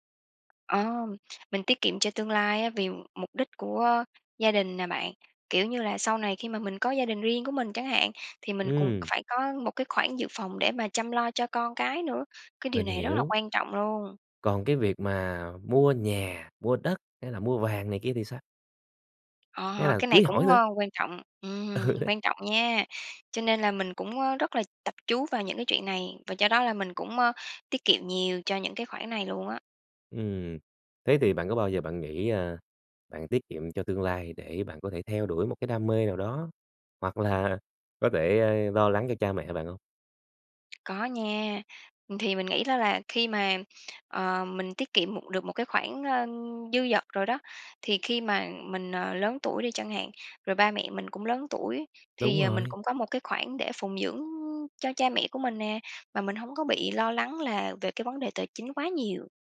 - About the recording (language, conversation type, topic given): Vietnamese, podcast, Bạn cân bằng giữa tiết kiệm và tận hưởng cuộc sống thế nào?
- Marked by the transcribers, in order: other background noise; laughing while speaking: "Ừ, đấy"; tapping